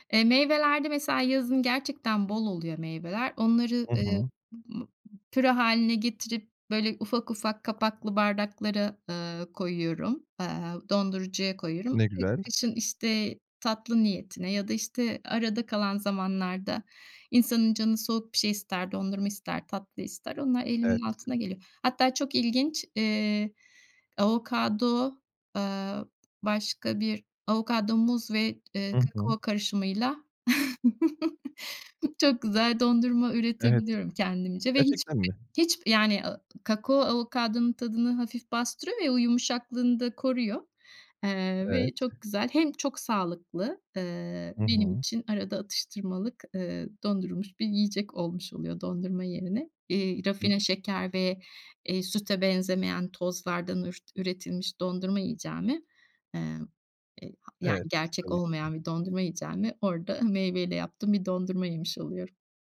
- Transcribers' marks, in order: chuckle; unintelligible speech; unintelligible speech
- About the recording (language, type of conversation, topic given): Turkish, podcast, Yerel ve mevsimlik yemeklerle basit yaşam nasıl desteklenir?